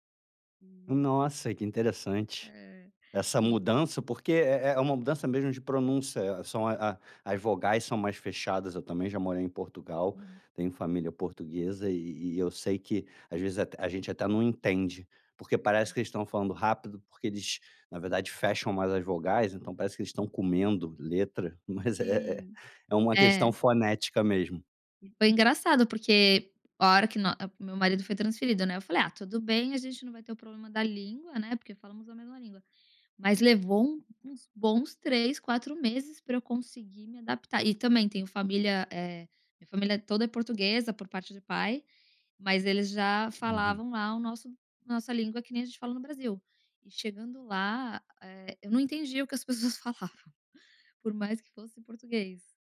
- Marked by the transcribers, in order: none
- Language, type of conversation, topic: Portuguese, podcast, Como escolher qual língua falar em família?